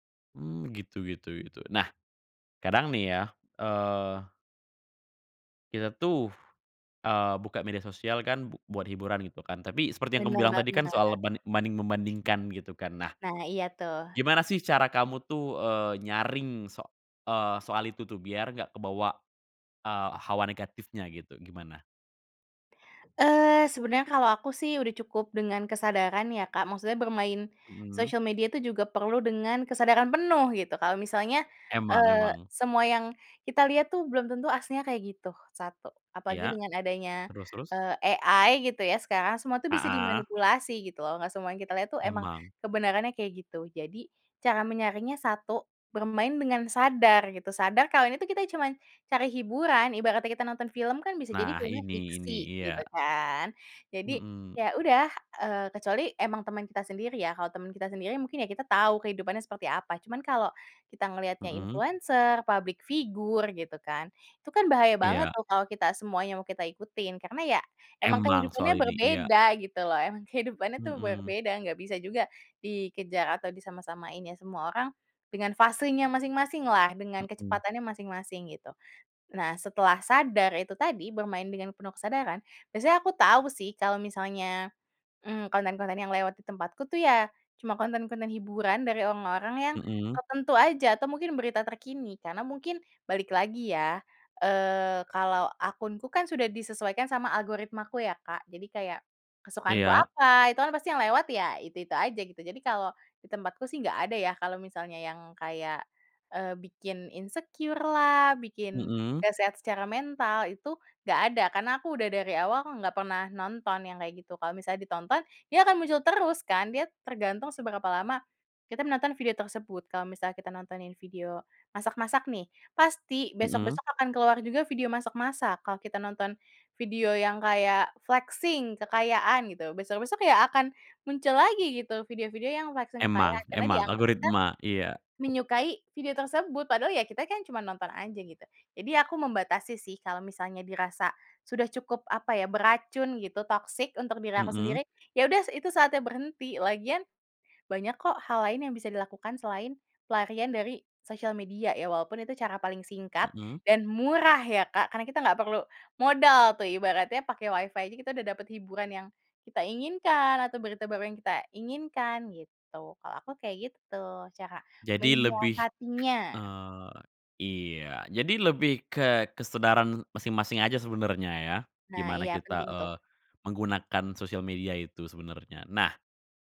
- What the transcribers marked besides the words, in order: in English: "AI"; in English: "public figure"; in English: "insecure"; in English: "flexing"; in English: "flexing"
- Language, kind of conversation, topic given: Indonesian, podcast, Bagaimana media sosial mengubah cara kita mencari pelarian?